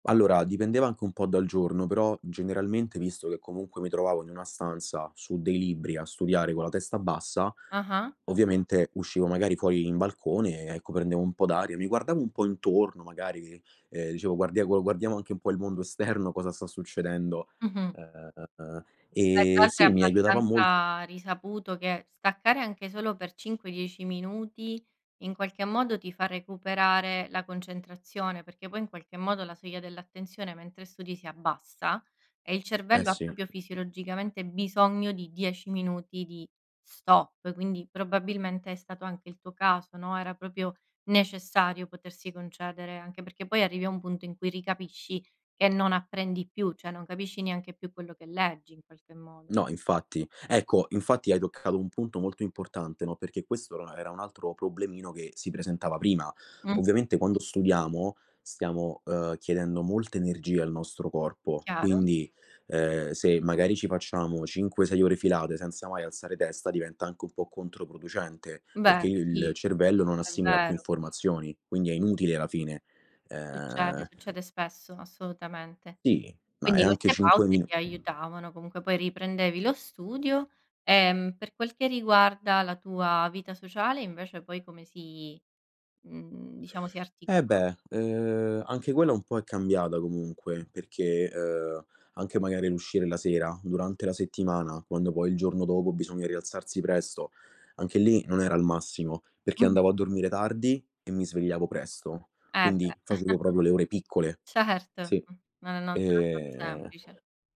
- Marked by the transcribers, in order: laughing while speaking: "esterno"; tapping; "proprio" said as "propio"; "proprio" said as "propio"; "cioè" said as "ceh"; chuckle; laughing while speaking: "Certo"; "proprio" said as "propo"
- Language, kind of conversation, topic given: Italian, podcast, Come bilanci studio e vita sociale senza impazzire?